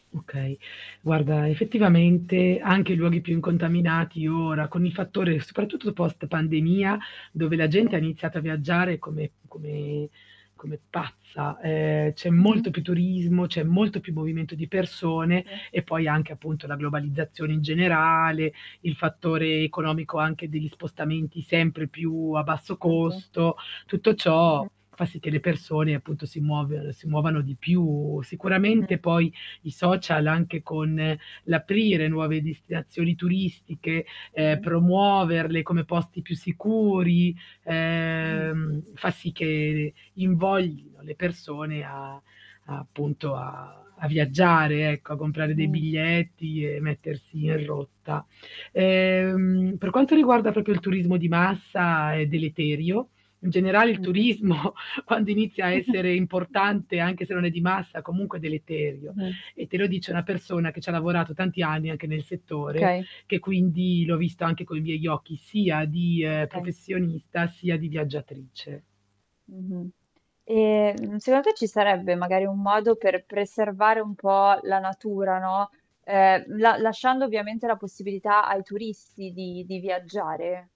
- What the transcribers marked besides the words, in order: static; "soprattutto" said as "spratutto"; tapping; distorted speech; other background noise; laughing while speaking: "turismo"; chuckle
- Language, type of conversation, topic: Italian, podcast, Puoi raccontarmi di un incontro con la natura che ti ha tolto il fiato?